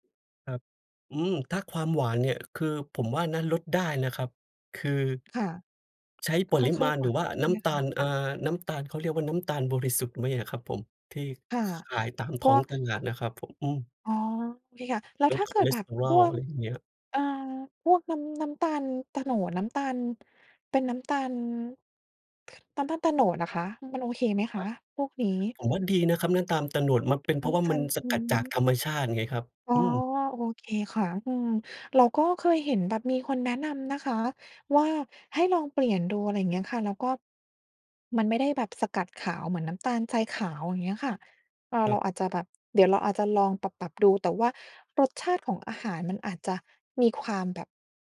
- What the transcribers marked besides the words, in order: tapping
- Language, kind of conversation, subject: Thai, advice, คุณจะอธิบายให้ครอบครัวเข้าใจเมนูเพื่อสุขภาพที่คุณทำกินเองได้อย่างไร?